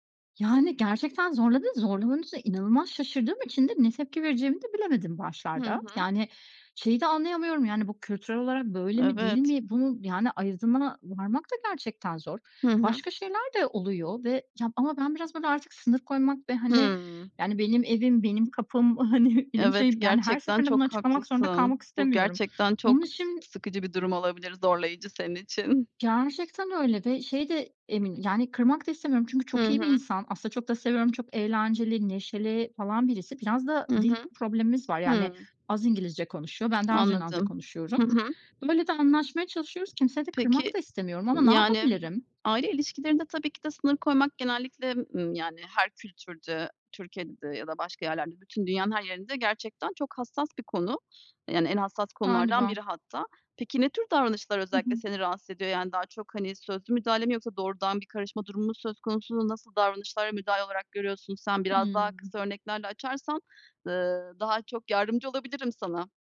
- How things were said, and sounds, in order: other background noise; laughing while speaking: "hani"; tapping; tongue click
- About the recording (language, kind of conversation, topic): Turkish, advice, Kayınvalidenizin müdahaleleri karşısında sağlıklı sınırlarınızı nasıl belirleyip koruyabilirsiniz?